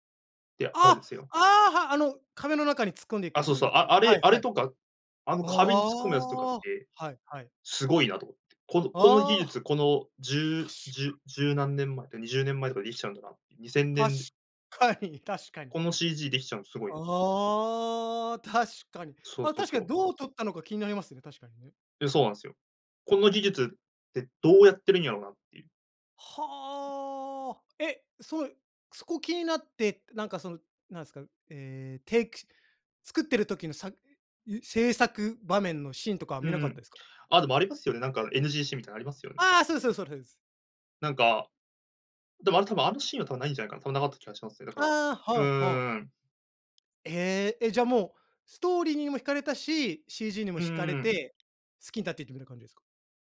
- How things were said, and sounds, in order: drawn out: "ああ"; laughing while speaking: "確かかに 確かに"; drawn out: "ああ"; tapping
- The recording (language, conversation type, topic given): Japanese, podcast, 最近好きな映画について、どんなところが気に入っているのか教えてくれますか？